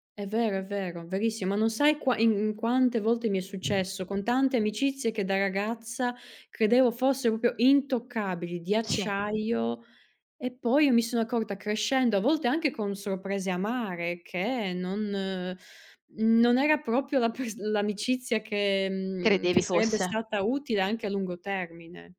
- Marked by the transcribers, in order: other noise; "proprio" said as "propio"; stressed: "intoccabili"; "proprio" said as "propio"
- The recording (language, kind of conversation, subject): Italian, unstructured, Qual è la qualità più importante in un amico?